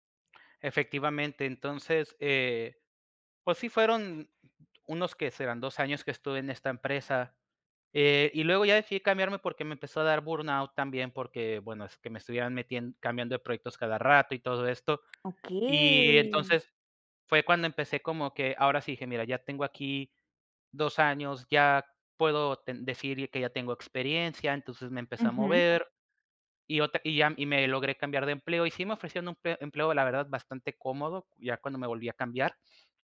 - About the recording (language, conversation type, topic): Spanish, podcast, ¿Cómo sabes cuándo es hora de cambiar de trabajo?
- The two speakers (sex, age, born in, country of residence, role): female, 25-29, Mexico, Mexico, host; male, 30-34, Mexico, Mexico, guest
- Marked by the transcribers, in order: other background noise; drawn out: "Okey"